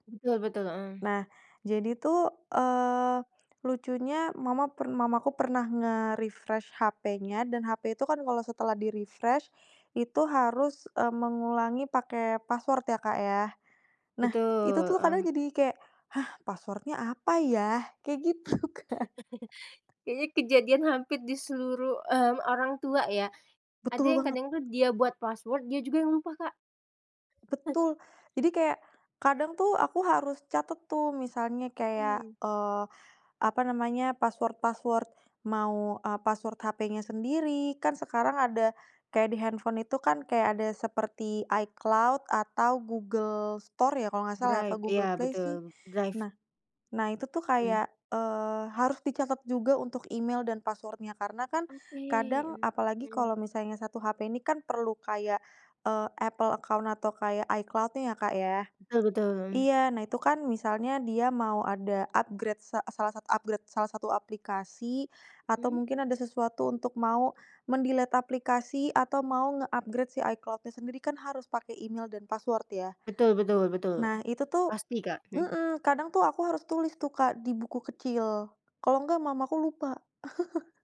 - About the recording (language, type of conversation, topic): Indonesian, podcast, Menurut kamu, bagaimana teknologi mengubah hubungan antar generasi di rumah?
- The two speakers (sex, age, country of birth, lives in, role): female, 25-29, Indonesia, Indonesia, host; female, 30-34, Indonesia, Indonesia, guest
- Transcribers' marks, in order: in English: "nge-refresh"; in English: "di-refresh"; laughing while speaking: "gitu Kak"; chuckle; tapping; in English: "upgrade"; in English: "upgrade"; in English: "men-delete"; in English: "nge-upgrade"; chuckle